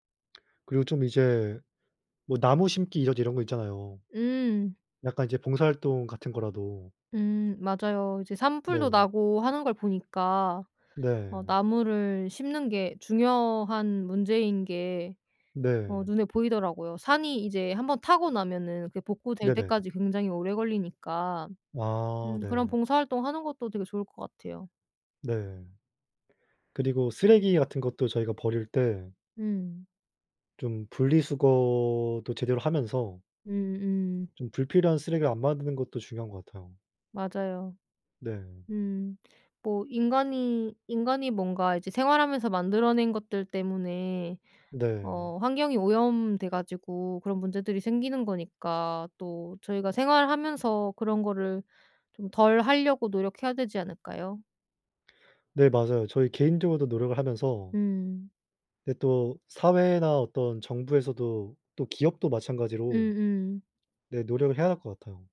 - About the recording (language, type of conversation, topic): Korean, unstructured, 기후 변화로 인해 사라지는 동물들에 대해 어떻게 느끼시나요?
- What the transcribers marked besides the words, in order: lip smack; other background noise